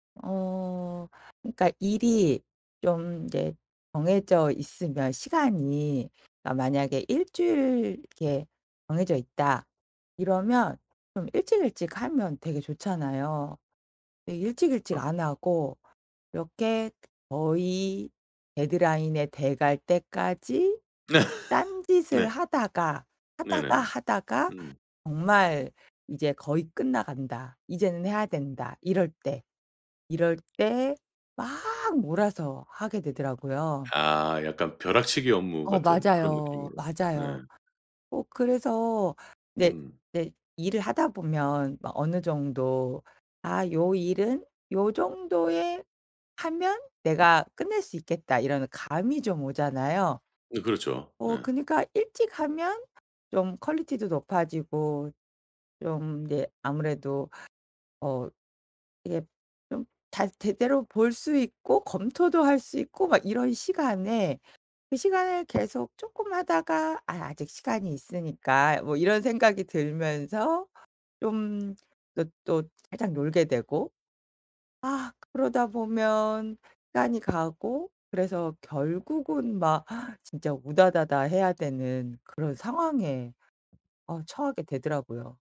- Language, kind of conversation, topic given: Korean, advice, 왜 계속 산만해서 중요한 일에 집중하지 못하나요?
- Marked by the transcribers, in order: other background noise; laugh; in English: "퀄리티도"; tapping; inhale